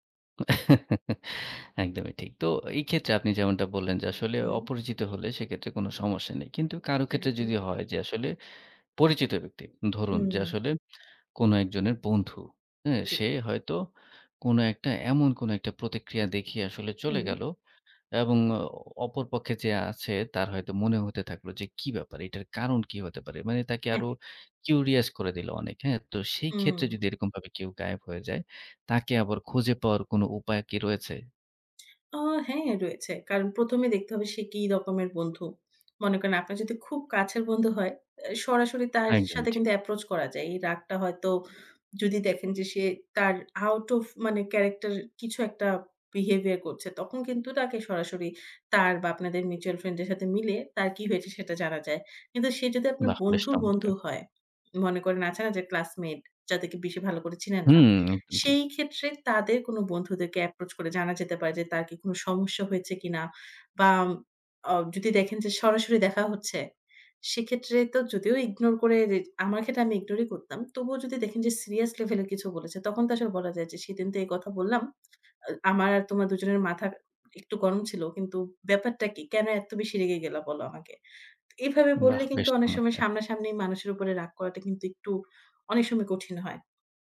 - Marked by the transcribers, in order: chuckle; in English: "কিউরিয়াস"; in English: "আউট ওফ"; in English: "মিউচুয়াল ফ্রেন্ড"
- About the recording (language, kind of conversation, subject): Bengali, podcast, অনলাইনে ভুল বোঝাবুঝি হলে তুমি কী করো?